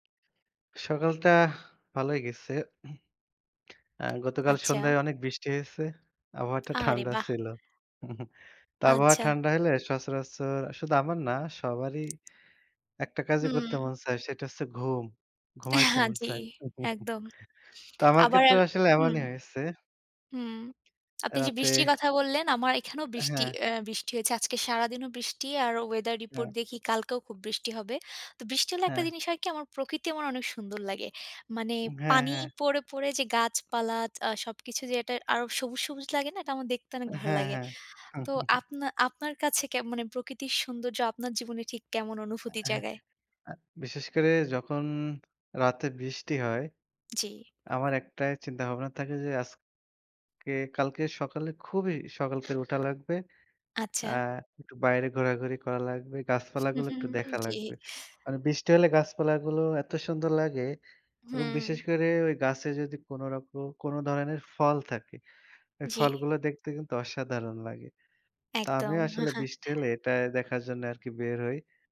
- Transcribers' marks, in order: throat clearing; tapping; chuckle; chuckle; other background noise; chuckle; laughing while speaking: "জি"; chuckle
- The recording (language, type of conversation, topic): Bengali, unstructured, প্রকৃতির সৌন্দর্য আপনার জীবনে কী ধরনের অনুভূতি জাগায়?